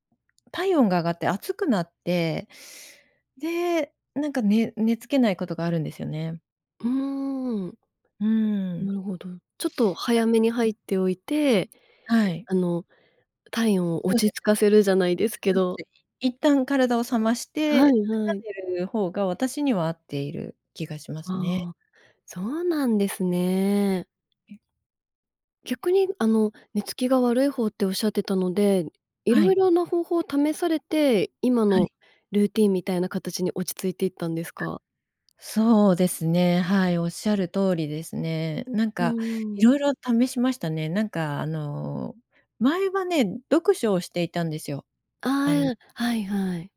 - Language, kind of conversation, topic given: Japanese, podcast, 快適に眠るために普段どんなことをしていますか？
- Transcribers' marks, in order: unintelligible speech; unintelligible speech